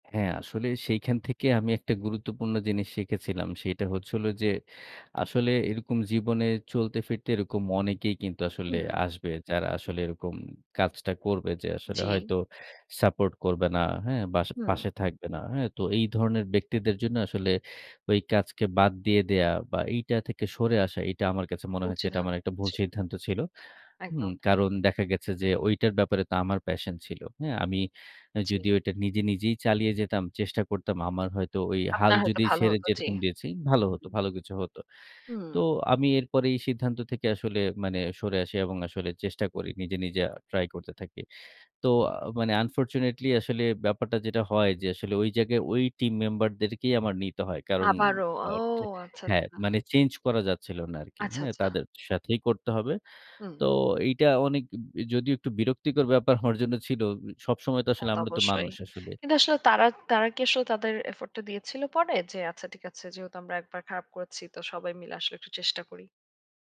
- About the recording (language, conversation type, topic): Bengali, podcast, শেখার পথে কোনো বড় ব্যর্থতা থেকে তুমি কী শিখেছ?
- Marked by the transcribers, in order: other background noise; in English: "unfortunately"